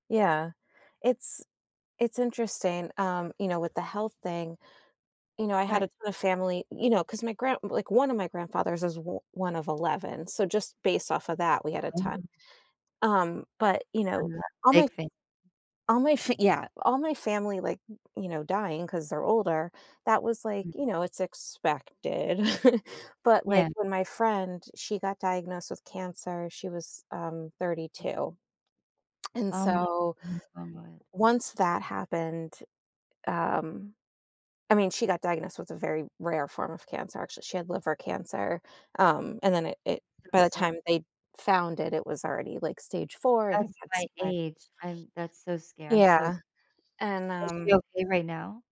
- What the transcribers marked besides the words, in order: other background noise; unintelligible speech; chuckle; unintelligible speech
- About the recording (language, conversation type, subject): English, unstructured, Why do you think sharing memories of loved ones can help us cope with loss?